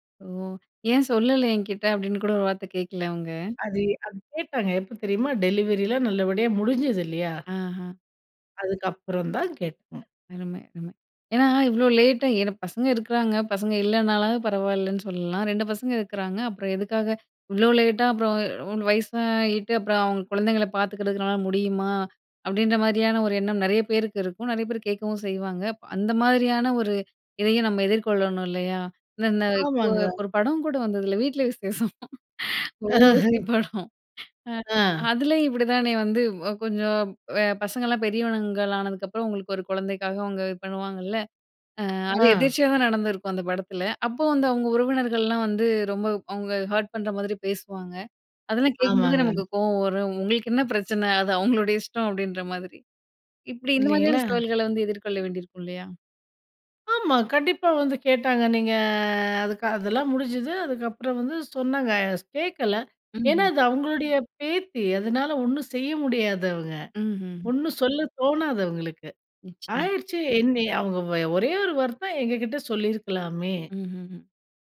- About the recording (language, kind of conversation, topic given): Tamil, podcast, உங்கள் வாழ்க்கை பற்றி பிறருக்கு சொல்லும் போது நீங்கள் எந்த கதை சொல்கிறீர்கள்?
- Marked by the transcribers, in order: other background noise; unintelligible speech; laughing while speaking: "வீட்ல விசேஷம் ஊர்வசி படம். அ அதுலயும் இப்பிடி தானே"; laugh; laughing while speaking: "அது அவுங்களுடைய இஷ்டம் அப்பிடின்ற மாதிரி"; drawn out: "நீங்க"